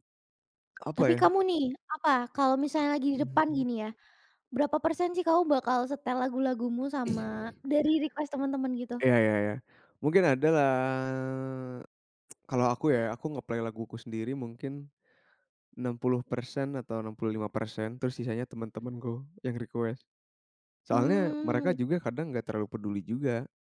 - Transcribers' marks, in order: other background noise; in English: "request"; drawn out: "lah"; tsk; in English: "nge-play"; in English: "request"
- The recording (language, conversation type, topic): Indonesian, podcast, Pernahkah kalian membuat dan memakai daftar putar bersama saat road trip?